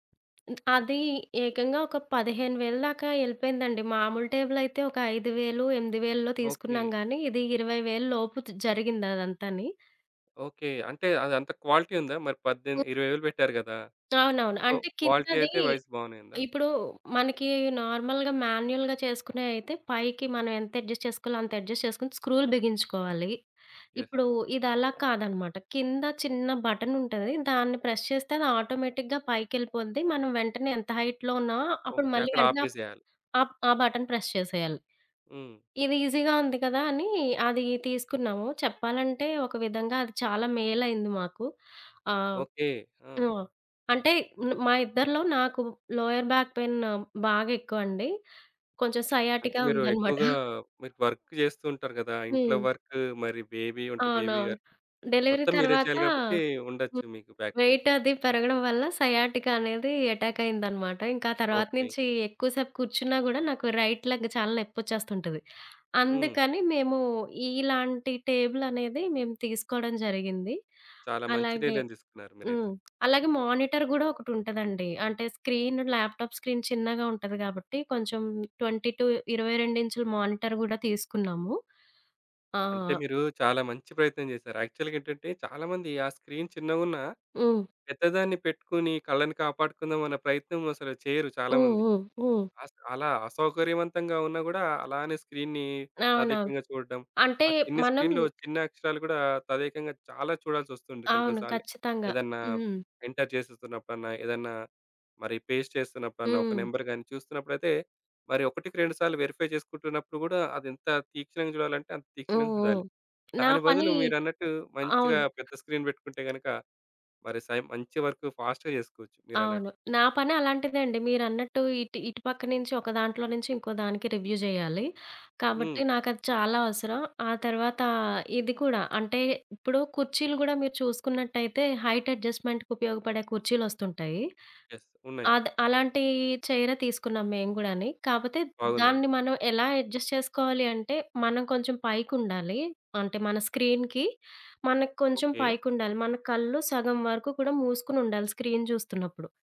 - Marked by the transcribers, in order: other background noise; in English: "క్వాలిటీ"; in English: "సో, క్వాలిటీ"; in English: "నార్మల్‌గా, మాన్యుయల్‌గా"; in English: "వైజ్"; in English: "అడ్జస్ట్"; in English: "అడ్జస్ట్"; in English: "యెస్"; in English: "ప్రెస్"; in English: "ఆటోమేటిక్‌గా"; in English: "హైట్‌లో"; in English: "బటన్ ప్రెస్"; in English: "ఈసీగా"; in English: "లోయర్ బ్యాక్ పెయిన్"; in English: "సైయాటికా"; chuckle; tapping; in English: "బేబీ"; in English: "బేబీ వర్క్"; in English: "డెలివరీ"; in English: "బ్యాక్ పైయిన్"; in English: "సయాటికా"; in English: "అటాక్"; in English: "రైట్ లెగ్"; in English: "మానిటర్"; in English: "స్క్రీన్, ల్యాప్‌టాప్ స్క్రీన్"; in English: "ట్వంటీ టు"; in English: "మానిటర్"; in English: "యాక్చువల్‌గా"; in English: "స్క్రీన్"; in English: "స్క్రీన్‌ని"; in English: "స్క్రీన్‌లో"; in English: "ఎంటర్"; in English: "పేస్ట్"; in English: "నంబర్"; in English: "వెరిఫై"; in English: "స్క్రీన్"; in English: "ఫాస్ట్‌గా"; in English: "రివ్యూ"; in English: "హైట్ అడ్జస్ట్‌మెంట్‌కి"; in English: "యెస్"; in English: "అడ్జస్ట్"; in English: "స్క్రీన్‌కి"; in English: "స్క్రీన్"
- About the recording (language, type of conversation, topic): Telugu, podcast, హోమ్ ఆఫీస్‌ను సౌకర్యవంతంగా ఎలా ఏర్పాటు చేయాలి?